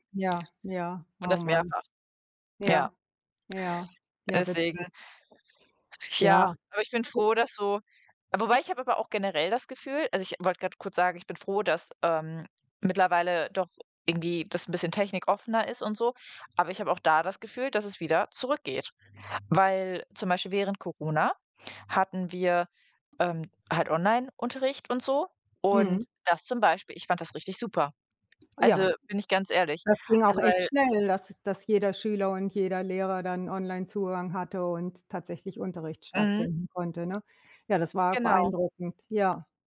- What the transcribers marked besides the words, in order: tapping; other background noise; unintelligible speech
- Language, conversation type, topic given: German, unstructured, Wie hat Technik deinen Alltag in letzter Zeit verändert?